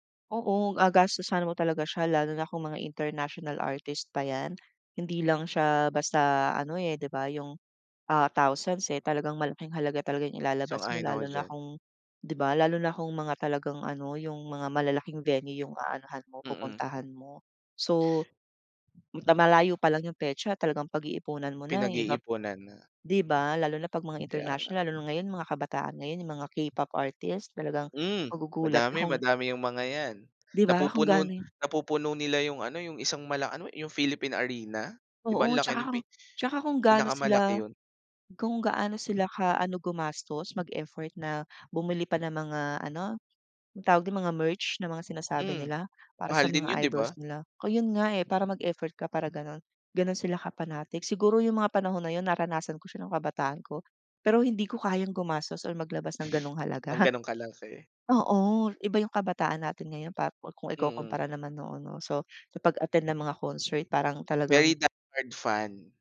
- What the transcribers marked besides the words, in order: fan; other background noise; in English: "Very die-hard fan"
- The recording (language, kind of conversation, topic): Filipino, podcast, Ano ang pinaka-hindi mo malilimutang konsiyertong napuntahan mo?